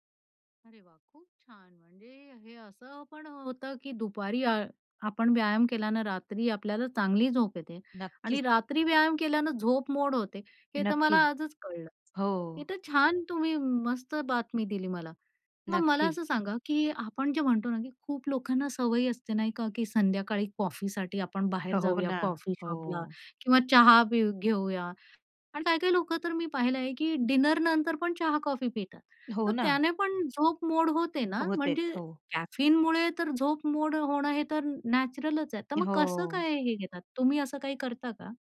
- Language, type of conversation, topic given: Marathi, podcast, झोपण्यापूर्वी कोणते छोटे विधी तुम्हाला उपयोगी पडतात?
- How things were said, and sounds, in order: other background noise; laughing while speaking: "हो ना"; in English: "डिनर"